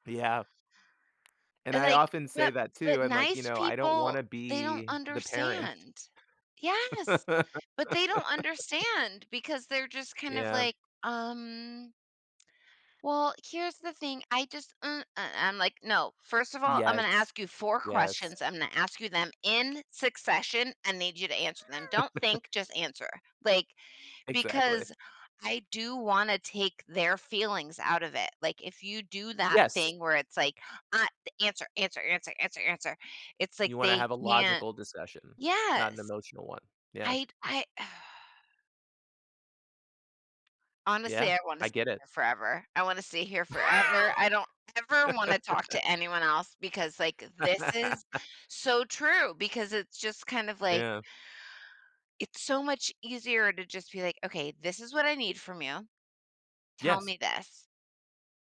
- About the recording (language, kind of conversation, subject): English, unstructured, How can I balance giving someone space while staying close to them?
- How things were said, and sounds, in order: tapping; laugh; chuckle; laugh; laugh; other background noise